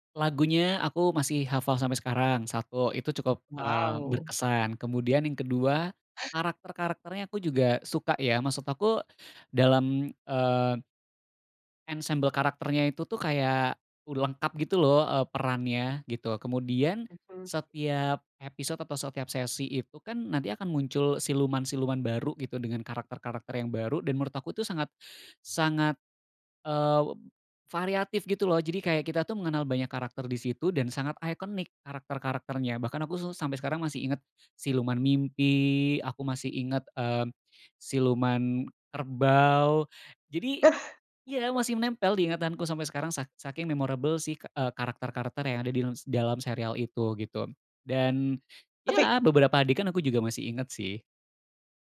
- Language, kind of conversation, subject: Indonesian, podcast, Apa acara TV masa kecil yang masih kamu ingat sampai sekarang?
- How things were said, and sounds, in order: laugh; in English: "memorable"